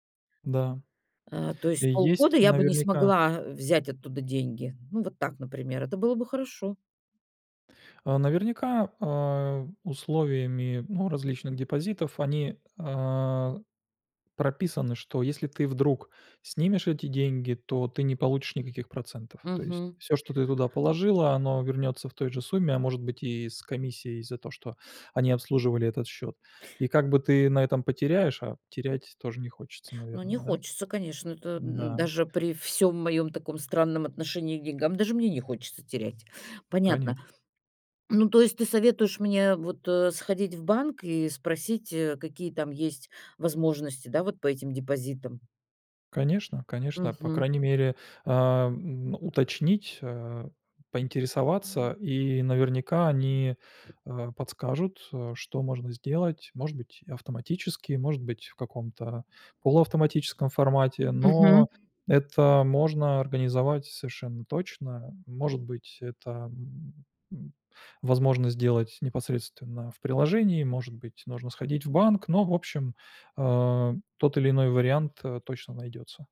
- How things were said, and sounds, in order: tapping; other background noise
- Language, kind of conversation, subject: Russian, advice, Как не тратить больше денег, когда доход растёт?